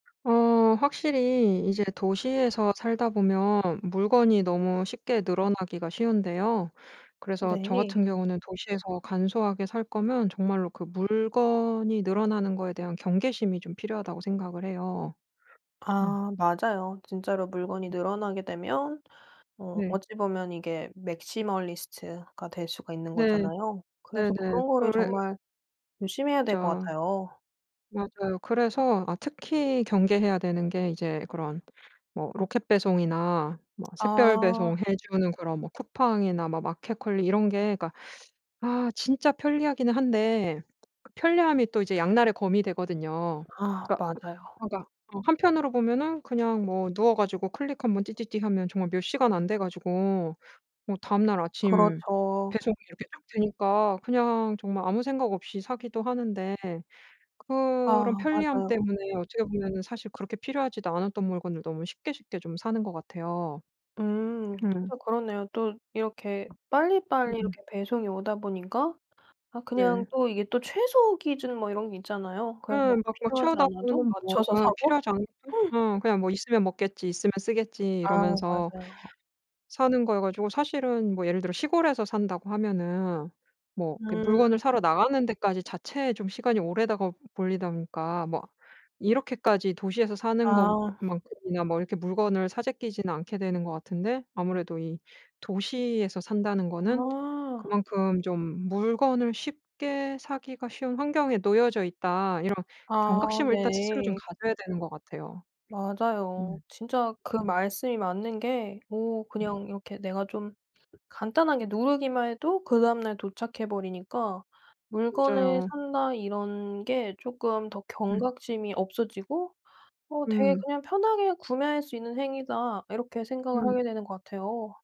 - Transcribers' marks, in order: other background noise; in English: "맥시멀리스트가"; tapping; laugh; "것이어" said as "거여"; background speech
- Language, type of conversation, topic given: Korean, podcast, 도시에서 무리하지 않고 간소하게 살아가는 방법은 무엇인가요?